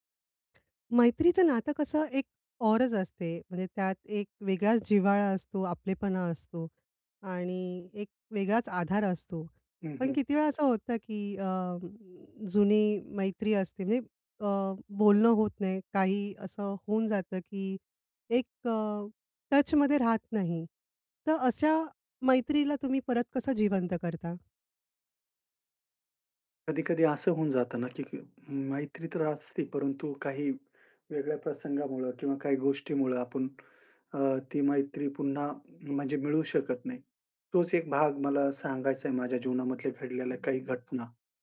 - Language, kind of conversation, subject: Marathi, podcast, जुनी मैत्री पुन्हा नव्याने कशी जिवंत कराल?
- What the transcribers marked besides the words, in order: other background noise; in English: "टचमध्ये"